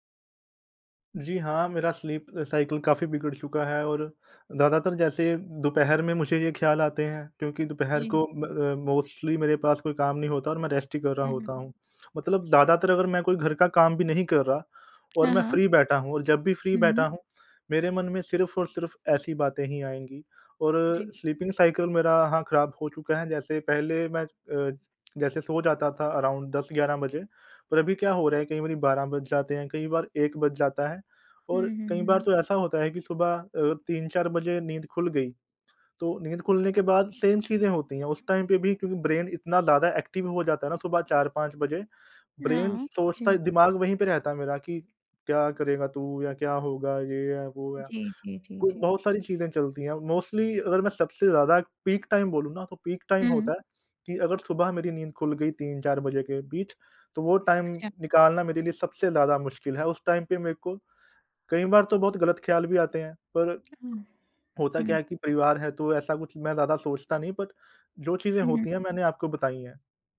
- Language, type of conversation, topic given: Hindi, advice, मैं मन की उथल-पुथल से अलग होकर शांत कैसे रह सकता हूँ?
- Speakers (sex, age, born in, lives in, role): female, 25-29, India, India, advisor; male, 30-34, India, India, user
- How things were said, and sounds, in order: in English: "स्लीप साइकिल"; in English: "मोस्टली"; in English: "रेस्ट"; in English: "फ्री"; in English: "फ्री"; in English: "स्लीपिंग साइकिल"; in English: "अराउंड"; in English: "सेम"; in English: "टाइम"; in English: "ब्रेन"; in English: "एक्टिव"; in English: "ब्रेन"; in English: "मोस्टली"; in English: "पीक टाइम"; in English: "पीक टाइम"; in English: "टाइम"; in English: "टाइम"; tapping; in English: "बट"